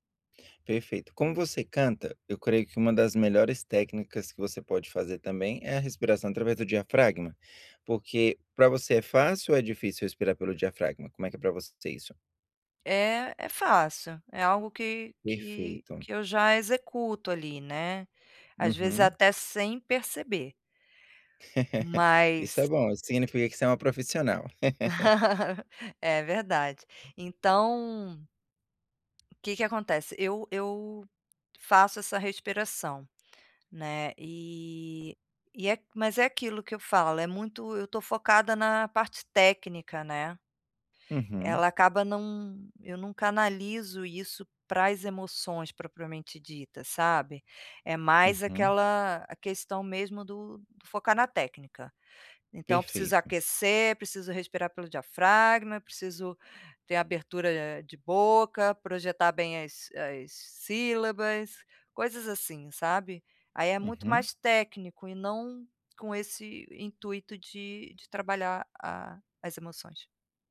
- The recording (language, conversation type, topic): Portuguese, advice, Quais técnicas de respiração posso usar para autorregular minhas emoções no dia a dia?
- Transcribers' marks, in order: tapping; laugh; laugh; other background noise